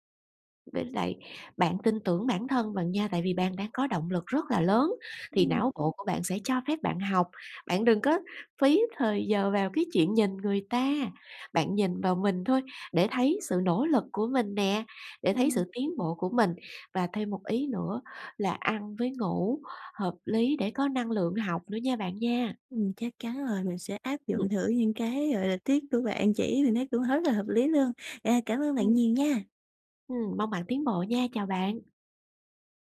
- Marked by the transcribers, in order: other background noise; tapping; "tip" said as "tiết"
- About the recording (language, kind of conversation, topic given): Vietnamese, advice, Tại sao tôi tiến bộ chậm dù nỗ lực đều đặn?